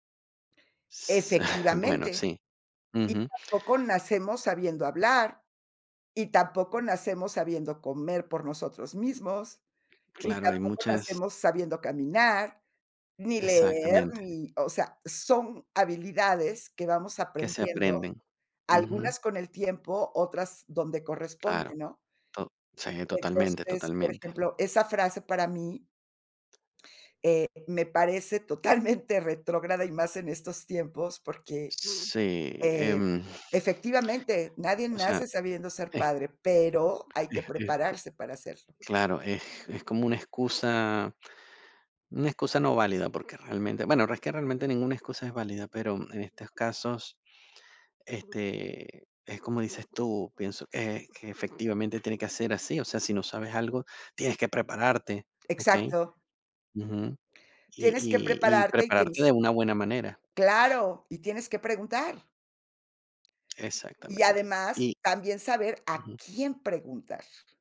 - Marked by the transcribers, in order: chuckle; tapping; other background noise; laughing while speaking: "totalmente"
- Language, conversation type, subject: Spanish, podcast, ¿Cuándo conviene admitir que no sabes algo?